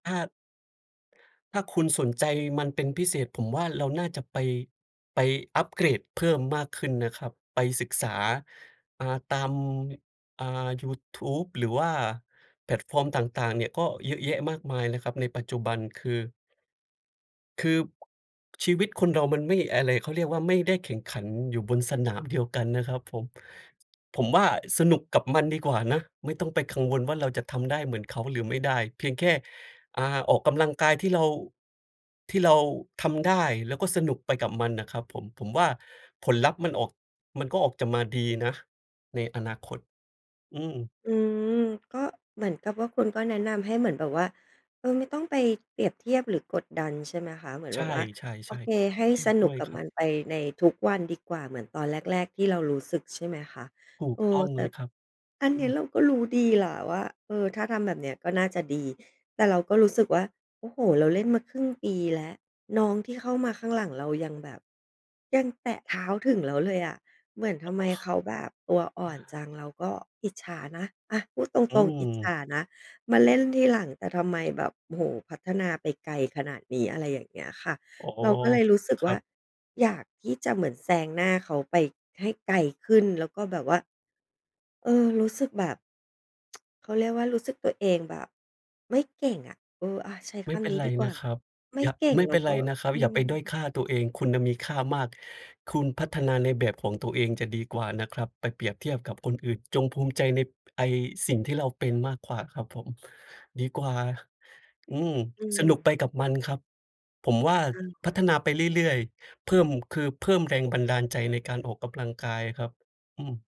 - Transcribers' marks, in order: in English: "แพลตฟอร์ม"; other noise; chuckle; tsk; sad: "ใช้คำนี้ดีกว่า ไม่เก่งแล้วก็ อืม"
- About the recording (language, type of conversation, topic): Thai, advice, ทำอย่างไรเมื่อเผลอเปรียบเทียบตัวเองกับคนอื่นในยิมแล้วรู้สึกท้อ?